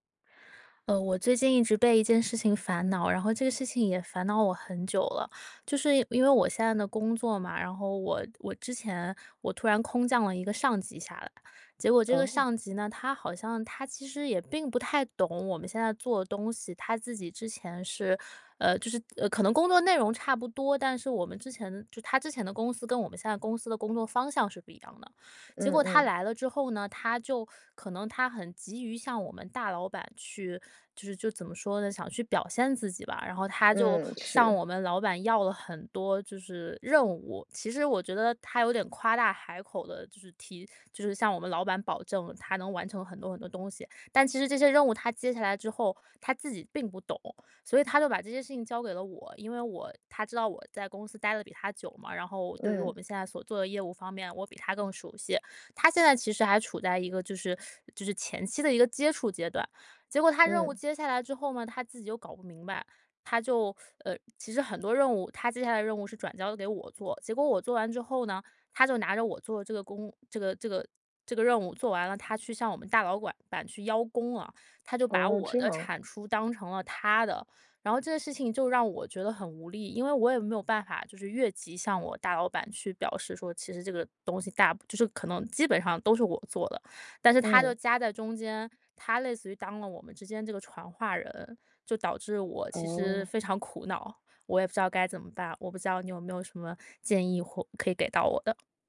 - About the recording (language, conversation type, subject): Chinese, advice, 如何在觉得同事抢了你的功劳时，理性地与对方当面对质并澄清事实？
- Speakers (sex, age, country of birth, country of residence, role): female, 30-34, China, United States, user; female, 35-39, China, United States, advisor
- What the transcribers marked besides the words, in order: other background noise; teeth sucking; "大老板" said as "大老馆"